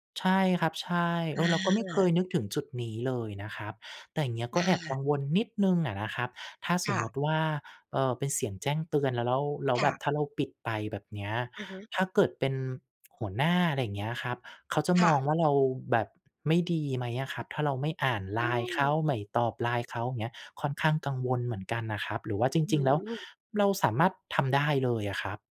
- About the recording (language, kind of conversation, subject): Thai, advice, จะสร้างนิสัยทำงานศิลป์อย่างสม่ำเสมอได้อย่างไรในเมื่อมีงานประจำรบกวน?
- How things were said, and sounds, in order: lip smack; tapping